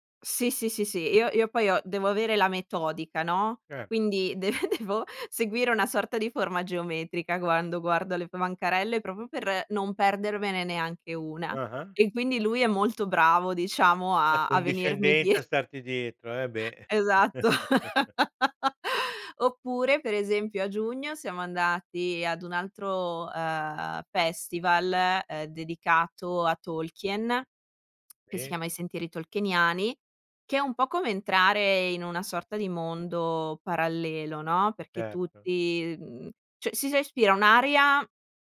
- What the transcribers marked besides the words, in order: laughing while speaking: "de devo"; "proprio" said as "propio"; chuckle; laugh; chuckle; tsk; "si respira" said as "sespira"
- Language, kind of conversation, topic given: Italian, podcast, Come si coltivano amicizie durature attraverso esperienze condivise?